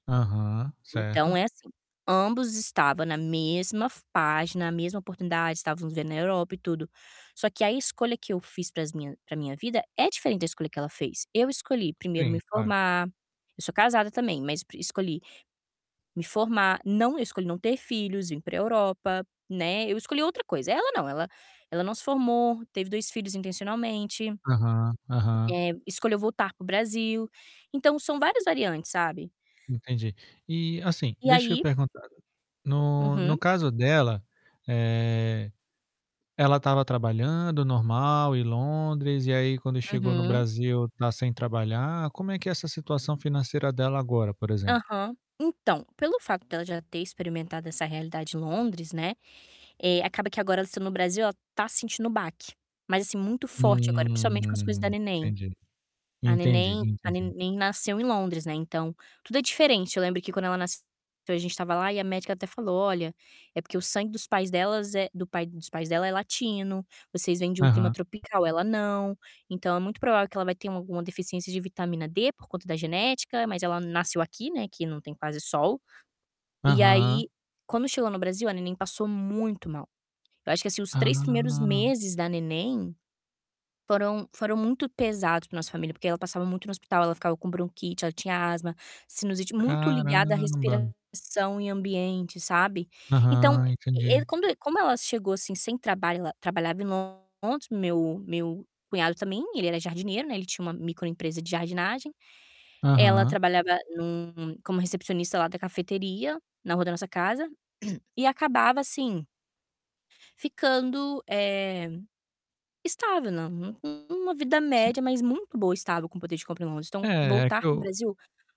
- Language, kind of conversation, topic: Portuguese, advice, Como lidar com a pressão da família para emprestar dinheiro mesmo com o orçamento apertado?
- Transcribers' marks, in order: static; tapping; other background noise; distorted speech; drawn out: "Hum"; drawn out: "Ah"; throat clearing